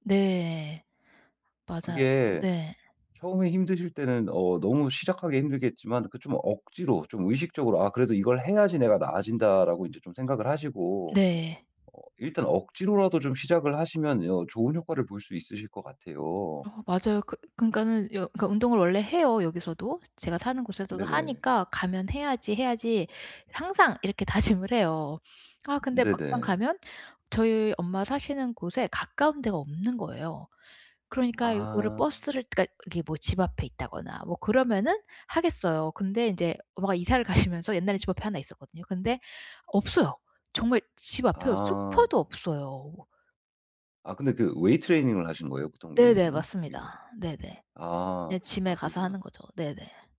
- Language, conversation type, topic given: Korean, advice, 여행 중에 에너지와 동기를 어떻게 잘 유지할 수 있을까요?
- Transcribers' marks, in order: other background noise; laughing while speaking: "다짐을"; tapping; in English: "weight training을"; in English: "gym에"